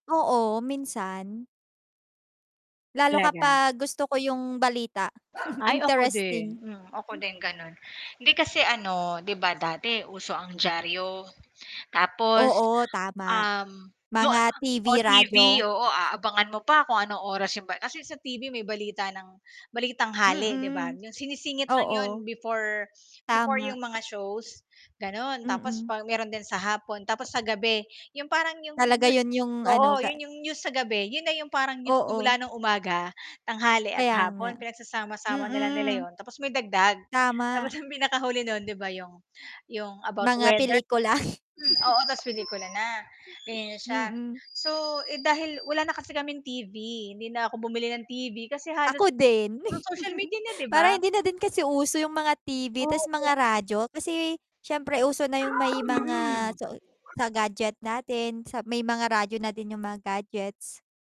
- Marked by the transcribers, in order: dog barking; chuckle; static; laughing while speaking: "'yung pinakahuli"; other background noise; tapping; chuckle; chuckle; distorted speech
- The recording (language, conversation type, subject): Filipino, unstructured, Paano mo haharapin ang pagkalat ng pekeng balita sa internet?